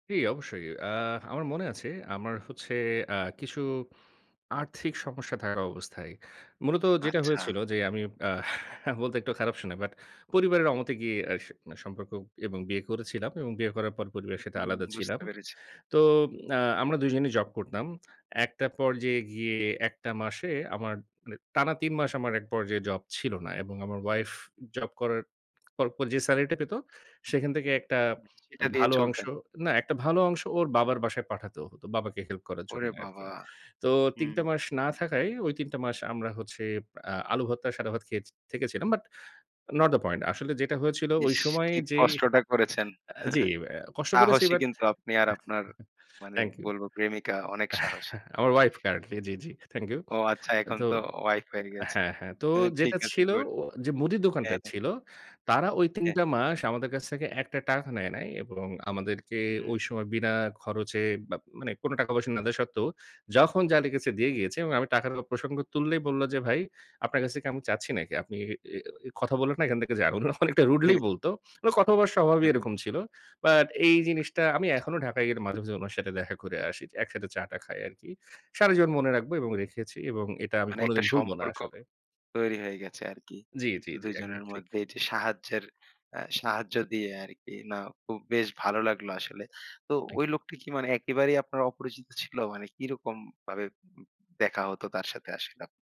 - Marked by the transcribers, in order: tapping; chuckle; chuckle; "দোকান্দার" said as "দোকানটার"; laughing while speaking: "উনারা অনেকটা রুডলি বলত"; other background noise; "মধ্যে" said as "মইদ্দে"
- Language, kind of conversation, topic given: Bengali, podcast, আপনি কি কখনও কোথাও কোনো অচেনা মানুষের কাছ থেকে বড় সাহায্য পেয়েছেন?